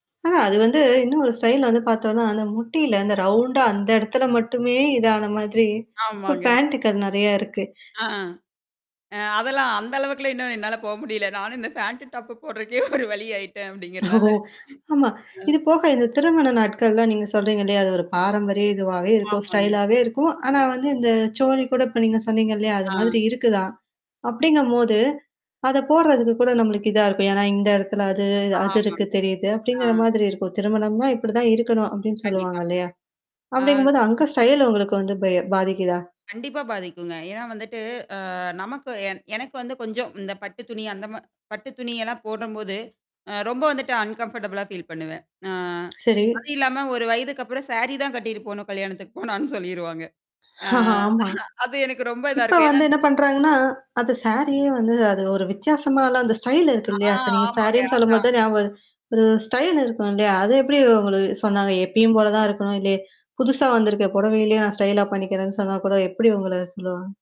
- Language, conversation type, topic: Tamil, podcast, உங்கள் குடும்பம் உங்கள் உடைத் தேர்வுகளை எப்படி பாதித்திருக்கிறது?
- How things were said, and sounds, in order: in English: "ஸ்டைல்"; laughing while speaking: "நானும் இந்த ஃபேண்ட் டாப் போடுறதுக்கே ஒரு வழி ஆயிட்டேன் அப்டிங்கிறனால. அ"; in English: "ஃபேண்ட் டாப்"; chuckle; distorted speech; in English: "ஸ்டைலாவே"; in English: "ஸ்டைல்"; in English: "அன்கம்ஃபர்டபிளா ஃபீல்"; static; laughing while speaking: "போனான்னு சொல்லிருவாங்க. அ ஆஹ அது எனக்கு ரொம்ப இதா இருக்கும். ஏனா"; laughing while speaking: "ஆமா"; in English: "ஸ்டைல்"; drawn out: "ஆ"; in English: "ஸ்டைல்"; mechanical hum; in English: "ஸ்டைல"